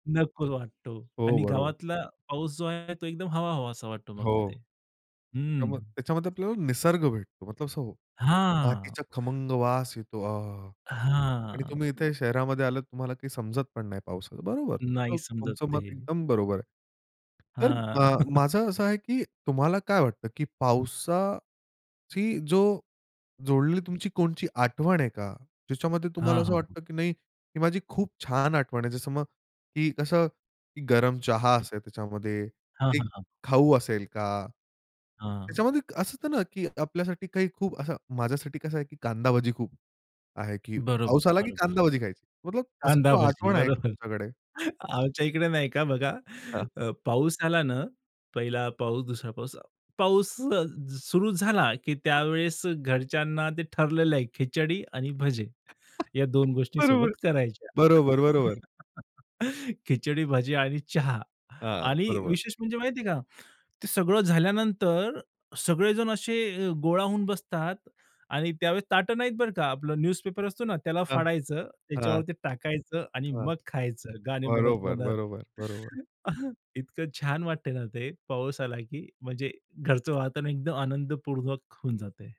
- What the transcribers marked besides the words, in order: tapping; chuckle; other background noise; unintelligible speech; chuckle; laughing while speaking: "आमच्या इकडे नाही का बघा"; chuckle; other noise; chuckle; in English: "न्यूजपेपर"
- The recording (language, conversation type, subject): Marathi, podcast, पाऊस सुरु झाला की घरातील वातावरण आणि दैनंदिन जीवनाचा अनुभव कसा बदलतो?